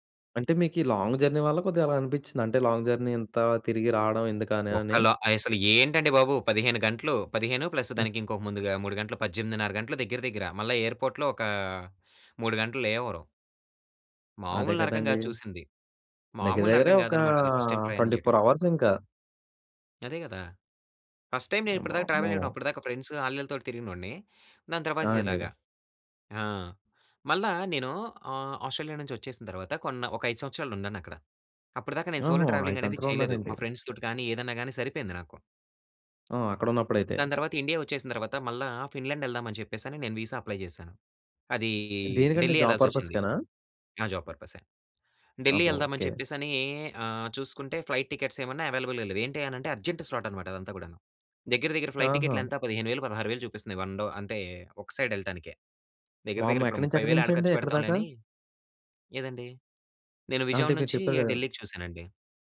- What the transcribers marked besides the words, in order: in English: "లాంగ్ జర్నీ"; in English: "లాంగ్ జర్నీ"; other noise; in English: "ఎయిర్‌పోర్ట్‌లో"; in English: "లేఓవరు"; in English: "ఫస్ట్‌టైమ్"; in English: "ట్వంటీ ఫోర్ అవర్స్"; in English: "ఫస్ట్‌టైమ్"; in English: "ట్రావెల్"; in English: "ఫ్రెండ్స్"; in English: "సోలో ట్రావెలింగ్"; in English: "ఫ్రెండ్స్"; in English: "అప్లై"; in English: "జాబ్ పర్పస్‌కేనా?"; in English: "జాబ్ పర్పస్ఏ"; in English: "ఫ్లైట్ టికెట్స్"; in English: "అవైలబుల్"; in English: "అర్జెంట్"; in English: "ఫ్లైట్"; in English: "సైడ్"
- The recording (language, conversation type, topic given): Telugu, podcast, మొదటిసారి ఒంటరిగా ప్రయాణం చేసినప్పుడు మీ అనుభవం ఎలా ఉండింది?